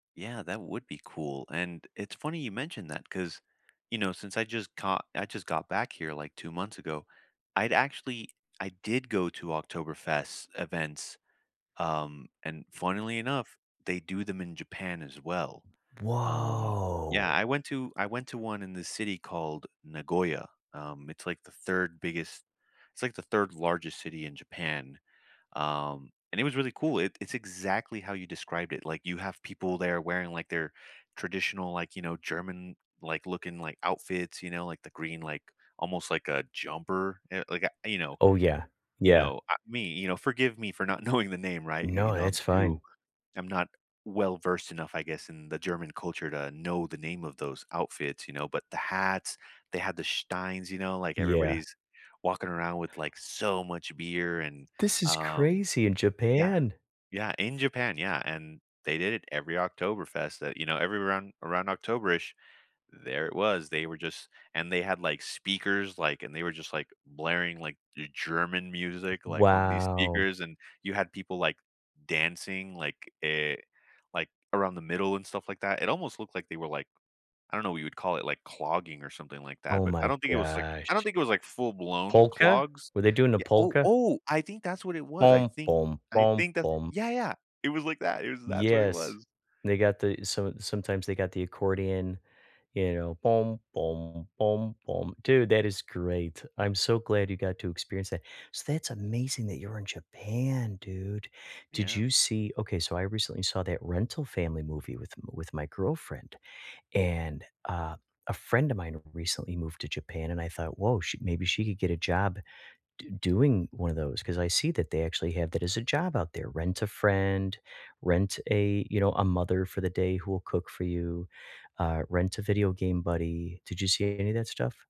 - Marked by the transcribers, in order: drawn out: "Whoa!"; laughing while speaking: "knowing"; stressed: "so"; drawn out: "Wow"; humming a tune; humming a tune
- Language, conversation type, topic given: English, unstructured, Which dream destination is on your travel wish list, and what story or feeling draws you there?
- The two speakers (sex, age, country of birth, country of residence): male, 35-39, United States, United States; male, 55-59, United States, United States